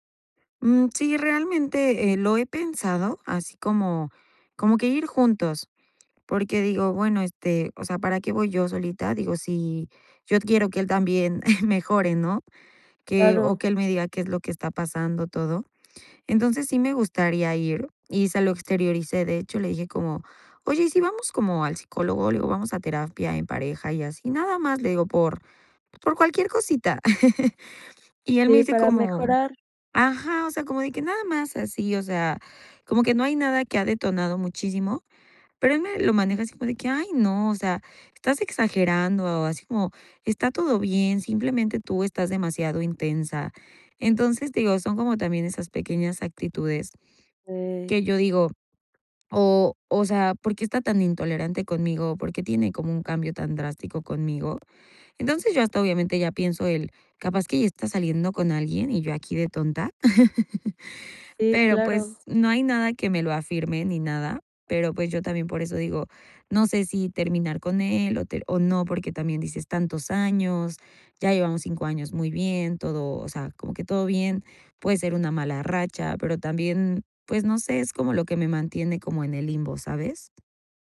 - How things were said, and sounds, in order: giggle; laugh; laugh; tapping
- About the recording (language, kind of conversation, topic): Spanish, advice, ¿Cómo puedo decidir si debo terminar una relación de larga duración?